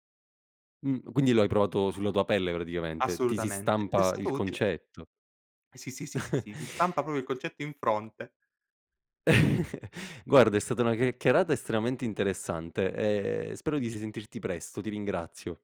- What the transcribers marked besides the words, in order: chuckle; "proprio" said as "propo"; chuckle
- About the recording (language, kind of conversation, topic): Italian, podcast, Come impari una lingua nuova e quali trucchi usi?